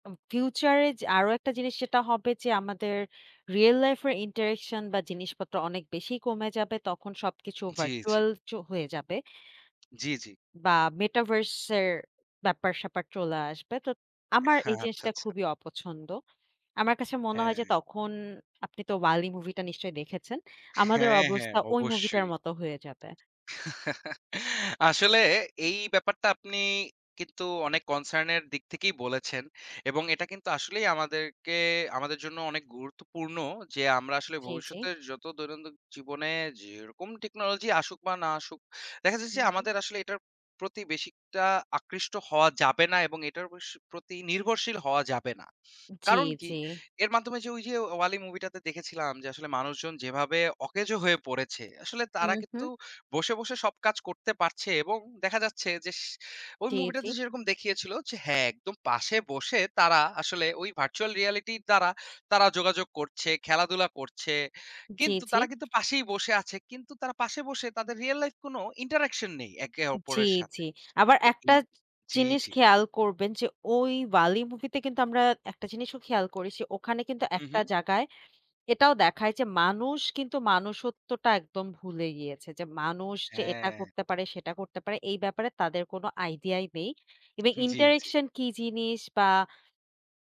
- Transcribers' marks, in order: in English: "interaction"; in English: "virtual"; tapping; laughing while speaking: "আচ্ছা, আচ্ছা"; joyful: "হ্যাঁ, হ্যাঁ অবশ্যই!"; chuckle; in English: "concern"; in English: "virtual reality"; in English: "interaction"; "করেছি" said as "করিছি"; "মনুষ্যত্বটা" said as "মানুষত্বটা"; in English: "eve interaction"
- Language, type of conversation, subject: Bengali, unstructured, প্রযুক্তি আমাদের দৈনন্দিন জীবনে কীভাবে পরিবর্তন এনেছে?